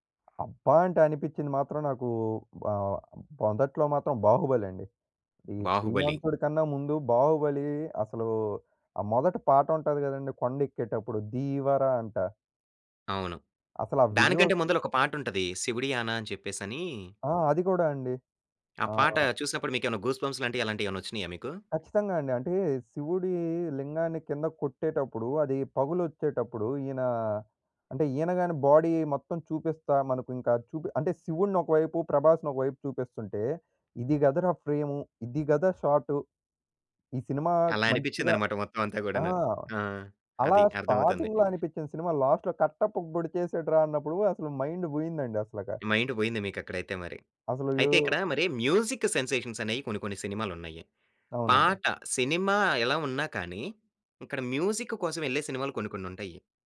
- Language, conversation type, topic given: Telugu, podcast, సినిమాలు మన భావనలను ఎలా మార్చతాయి?
- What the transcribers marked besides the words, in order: in English: "విజువల్స్‌కి"; in English: "గూస్‌బంప్స్"; in English: "బాడీ"; in English: "స్టార్టింగ్‌లో"; other background noise; in English: "లాస్ట్‌లో"; in English: "మైండ్"; in English: "మైండ్"; in English: "మ్యూజిక్ సెన్సేషన్స్"; in English: "మ్యూజిక్"